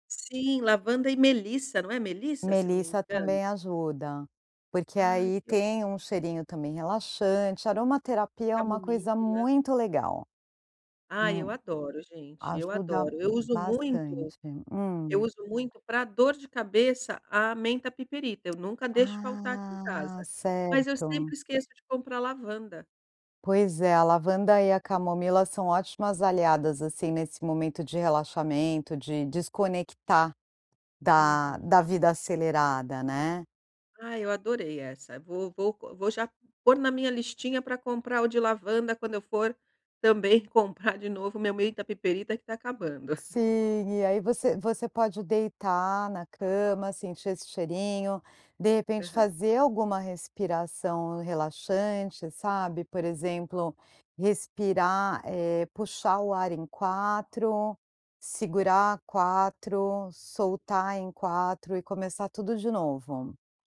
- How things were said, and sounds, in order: chuckle; other background noise
- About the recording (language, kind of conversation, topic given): Portuguese, advice, Como é a sua rotina relaxante antes de dormir?